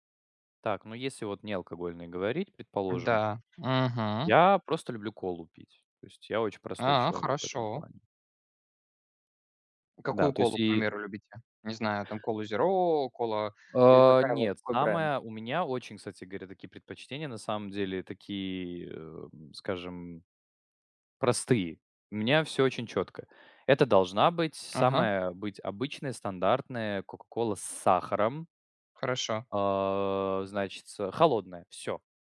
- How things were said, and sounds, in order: tapping; drawn out: "А"
- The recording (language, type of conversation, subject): Russian, unstructured, Почему в кафе и барах так сильно завышают цены на напитки?